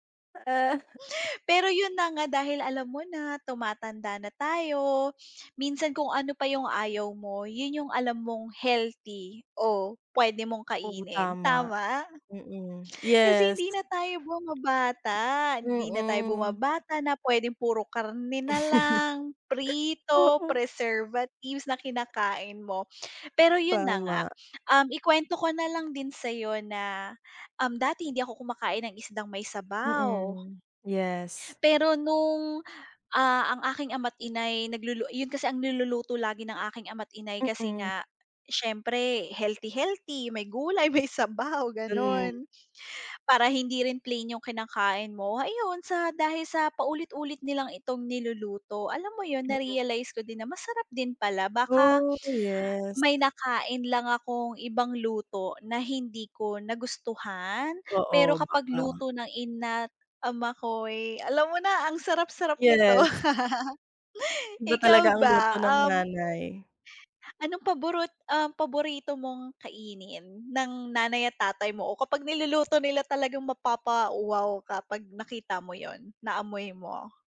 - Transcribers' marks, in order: tapping; chuckle; other background noise; laugh
- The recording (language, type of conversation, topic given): Filipino, unstructured, Ano ang pinakakakaibang lasa na naranasan mo sa pagkain?